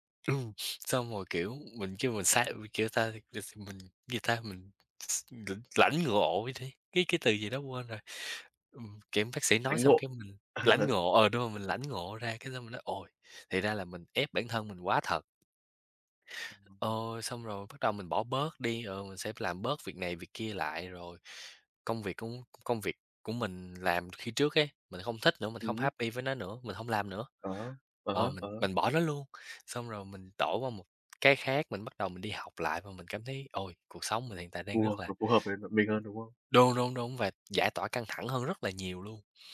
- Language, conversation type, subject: Vietnamese, unstructured, Bạn nghĩ làm thế nào để giảm căng thẳng trong cuộc sống hằng ngày?
- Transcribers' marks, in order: sniff; unintelligible speech; laughing while speaking: "À há"; tapping; other noise